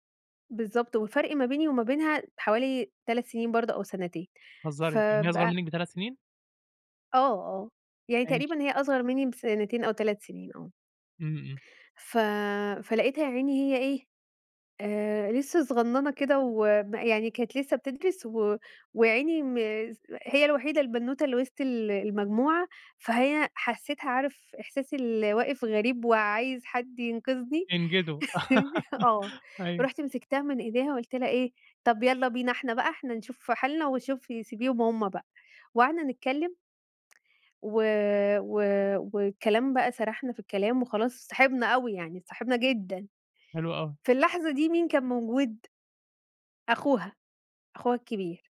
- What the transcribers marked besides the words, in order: chuckle; laugh
- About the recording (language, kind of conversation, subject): Arabic, podcast, هل قابلت قبل كده حد غيّر نظرتك للحياة؟